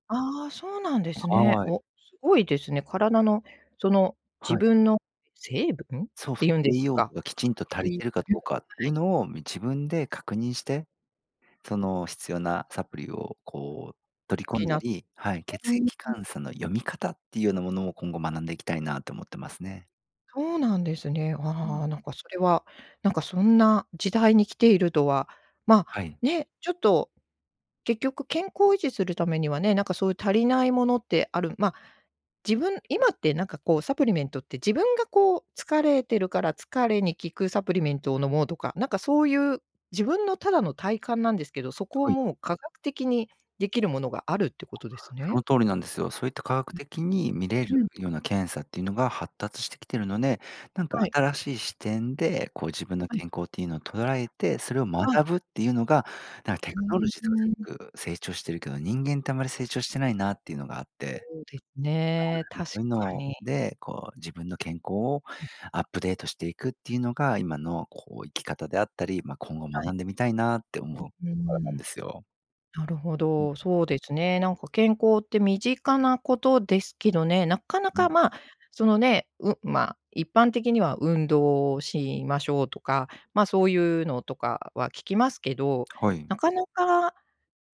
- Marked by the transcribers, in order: "血液検査" said as "けつえきかんさ"
- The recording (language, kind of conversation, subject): Japanese, podcast, これから学んでみたいことは何ですか？